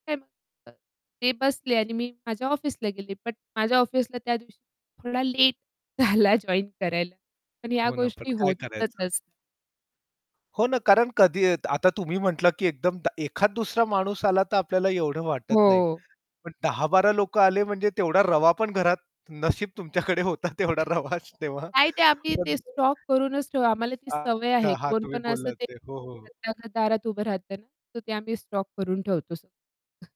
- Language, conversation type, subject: Marathi, podcast, तुमच्या घरात सकाळची दिनचर्या कशी असते?
- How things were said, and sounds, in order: unintelligible speech; distorted speech; laughing while speaking: "झाला"; static; background speech; laughing while speaking: "तुमच्याकडे होता तेवढा रवा शि तेव्हा"; tapping; unintelligible speech